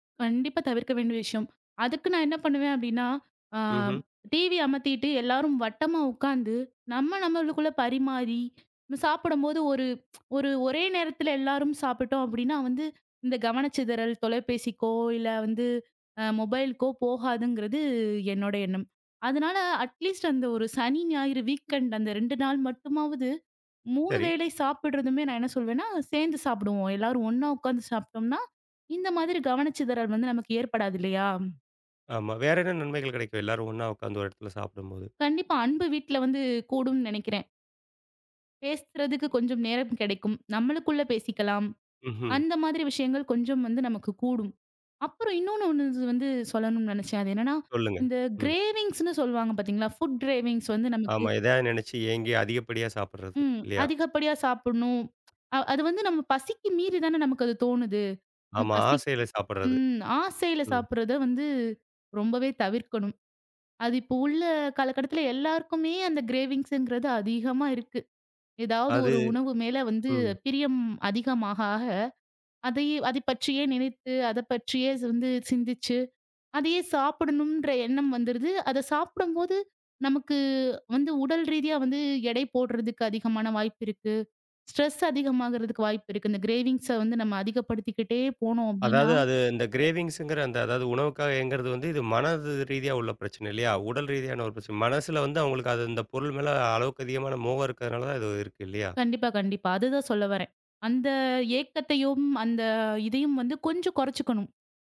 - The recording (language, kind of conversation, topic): Tamil, podcast, உங்கள் வீட்டில் உணவு சாப்பிடும்போது மனதை கவனமாக வைத்திருக்க நீங்கள் எந்த வழக்கங்களைப் பின்பற்றுகிறீர்கள்?
- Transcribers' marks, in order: tsk; in English: "மொபைல்கோ"; in English: "அட் லீஸ்ட்"; in English: "வீக்எண்டு"; other background noise; in English: "க்ரேவின்ங்ஸ்ன்னு"; in English: "ஃபுட்க்ரேவின்ங்ஸ்"; other noise; tapping; in English: "க்ரேவின்ங்ஸ்ங்கிறது"; in English: "ஸ்ட்ரெஸ்"; in English: "க்ரேவின்ங்ஸ்"; in English: "க்ரேவின்ங்ஸ்கிற"